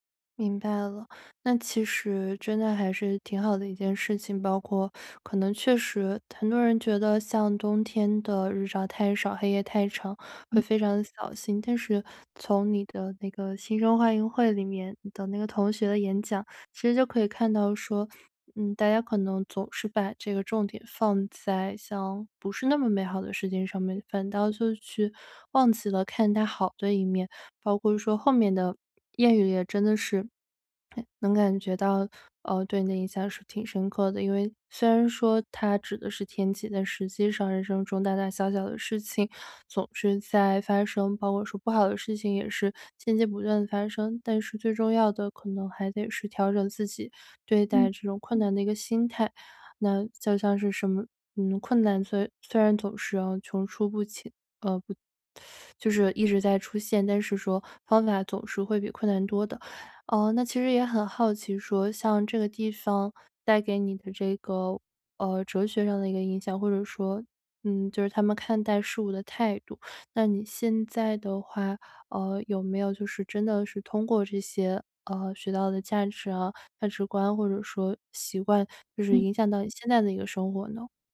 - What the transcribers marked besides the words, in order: none
- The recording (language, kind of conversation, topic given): Chinese, podcast, 去过哪个地方至今仍在影响你？